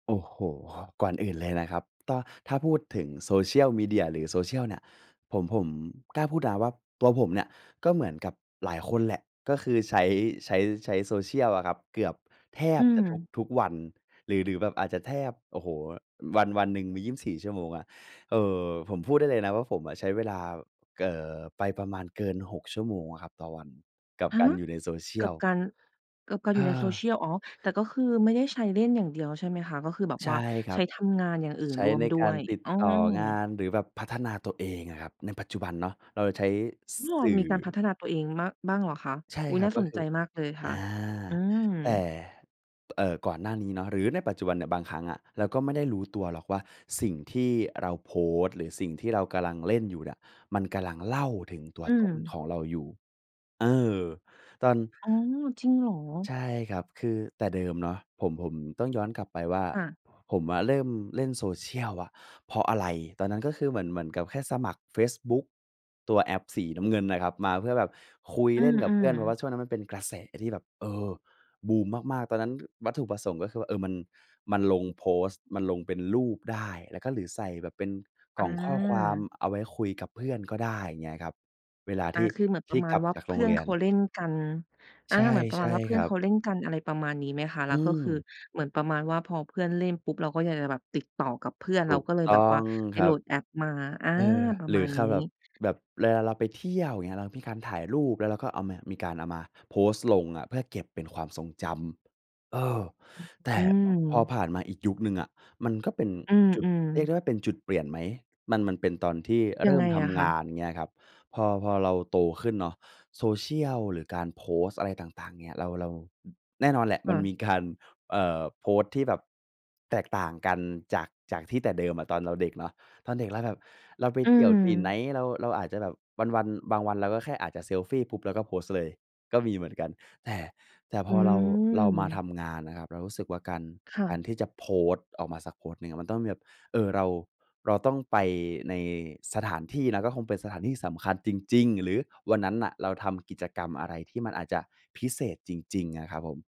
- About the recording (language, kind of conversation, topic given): Thai, podcast, คุณใช้โซเชียลมีเดียเพื่อสะท้อนตัวตนของคุณอย่างไร?
- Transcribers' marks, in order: none